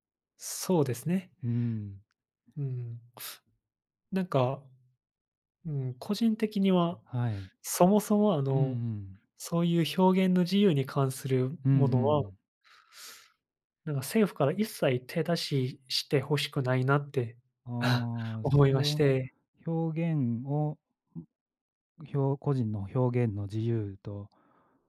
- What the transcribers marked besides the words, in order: none
- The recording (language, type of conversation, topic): Japanese, unstructured, 政府の役割はどこまであるべきだと思いますか？
- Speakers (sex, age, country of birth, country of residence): male, 25-29, South Korea, Japan; male, 45-49, Japan, Japan